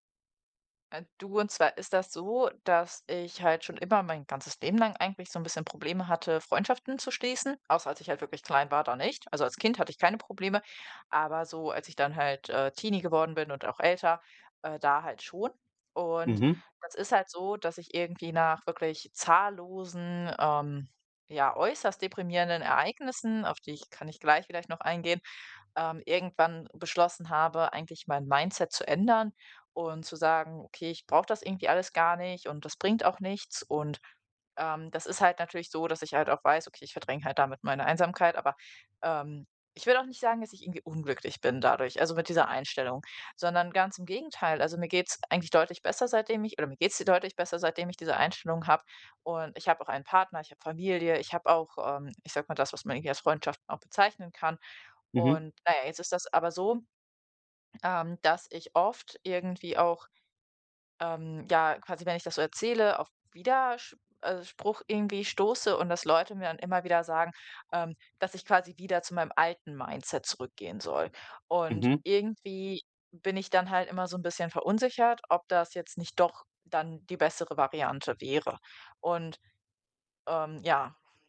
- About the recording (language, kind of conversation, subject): German, advice, Wie kann ich in einer neuen Stadt Freundschaften aufbauen, wenn mir das schwerfällt?
- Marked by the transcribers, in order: none